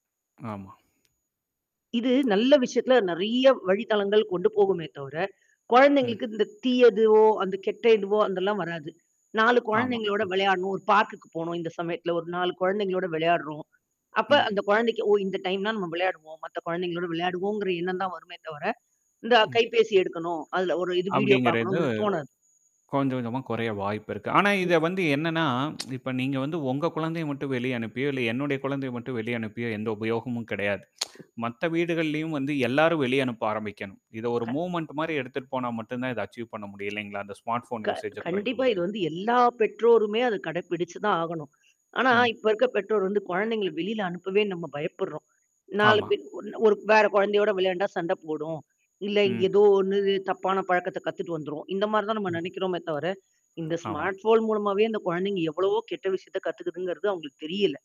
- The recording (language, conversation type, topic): Tamil, podcast, ஸ்மார்ட்போன் பயன்படுத்தும் பழக்கத்தை எப்படிக் கட்டுப்படுத்தலாம்?
- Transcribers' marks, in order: other noise; tapping; tsk; in English: "மூவ்மென்ட்"; in English: "அச்சீவ்"; in English: "ஸ்மார்ட் போன் யூசேஜ்ஐ"